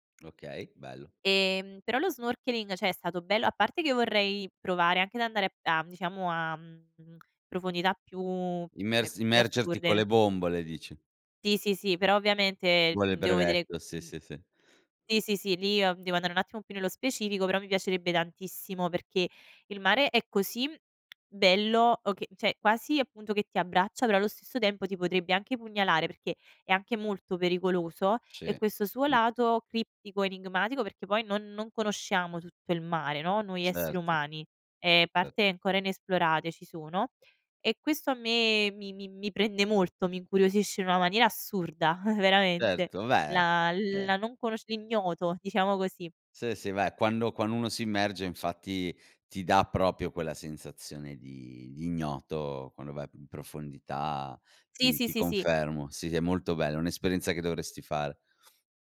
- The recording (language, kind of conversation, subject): Italian, podcast, Qual è un luogo naturale che ti ha davvero emozionato?
- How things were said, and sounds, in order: "cioè" said as "ceh"; "cioè" said as "ceh"; tongue click; "cioè" said as "ceh"; "Certo" said as "erto"; chuckle; "quando" said as "quanno"; "proprio" said as "propio"; sniff